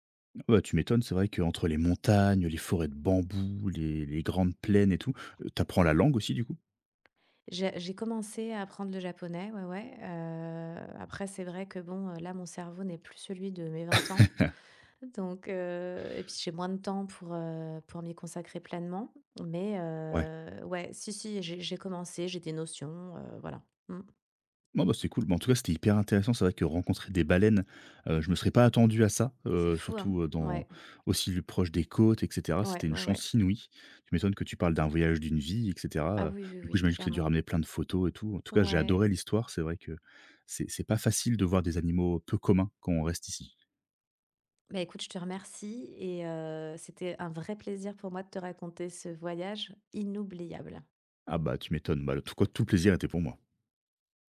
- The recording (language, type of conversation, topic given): French, podcast, Peux-tu me raconter une rencontre inattendue avec un animal sauvage ?
- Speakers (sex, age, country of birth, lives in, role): female, 40-44, France, Spain, guest; male, 30-34, France, France, host
- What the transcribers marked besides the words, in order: tapping; laugh